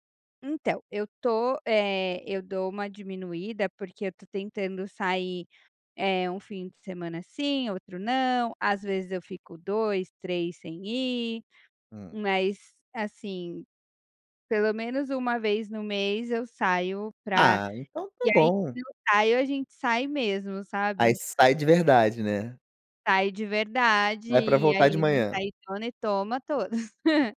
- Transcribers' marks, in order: unintelligible speech; laugh
- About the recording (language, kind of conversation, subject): Portuguese, advice, Como a medicação ou substâncias como café e álcool estão prejudicando o seu sono?